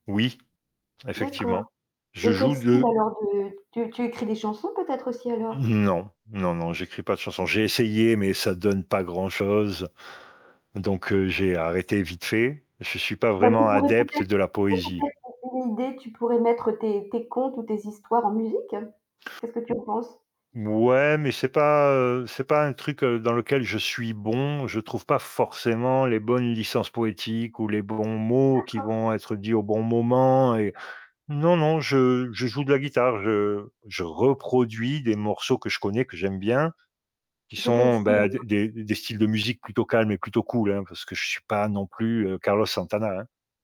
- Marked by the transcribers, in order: static; distorted speech; other noise; stressed: "reproduis"
- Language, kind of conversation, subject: French, unstructured, Quels loisirs te permettent de vraiment te détendre ?
- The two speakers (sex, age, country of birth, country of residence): female, 55-59, France, France; male, 50-54, France, Portugal